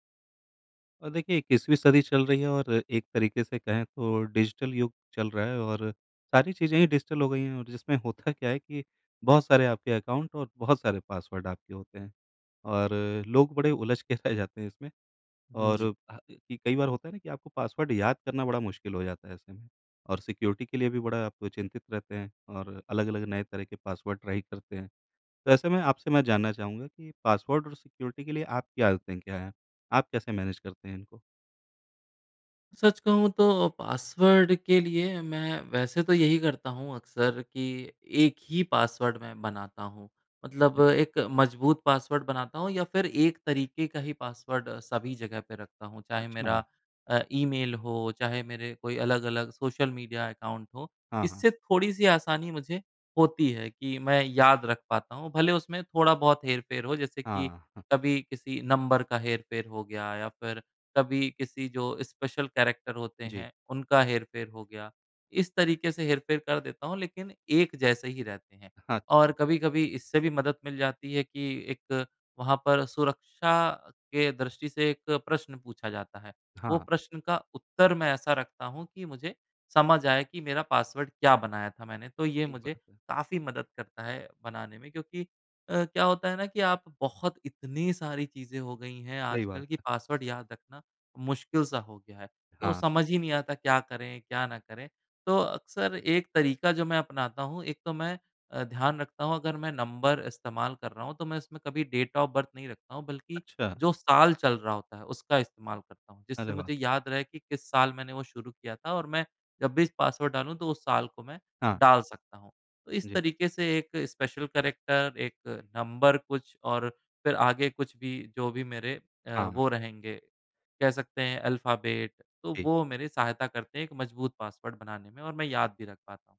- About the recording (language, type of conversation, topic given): Hindi, podcast, पासवर्ड और ऑनलाइन सुरक्षा के लिए आपकी आदतें क्या हैं?
- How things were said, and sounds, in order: in English: "डिजिटल"; in English: "डिजिटल"; in English: "अकाउंट"; laughing while speaking: "रह"; unintelligible speech; in English: "सिक्योरिटी"; in English: "ट्राई"; in English: "सिक्योरिटी"; in English: "मैनेज"; other background noise; in English: "अकाउंट"; in English: "स्पेशल कैरेक्टर"; in English: "डेट ऑफ बर्थ"; in English: "स्पेशल कैरेक्टर"; in English: "अल्फ़ाबेट"